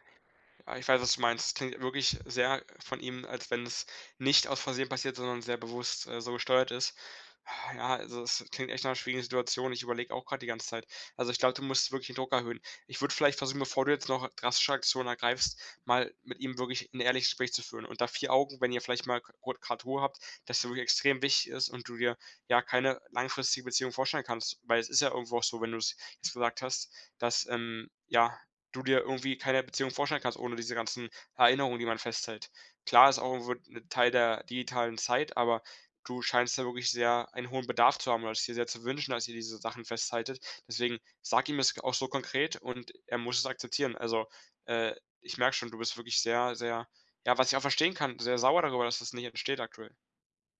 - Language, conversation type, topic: German, advice, Wie können wir wiederkehrende Streits über Kleinigkeiten endlich lösen?
- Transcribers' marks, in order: unintelligible speech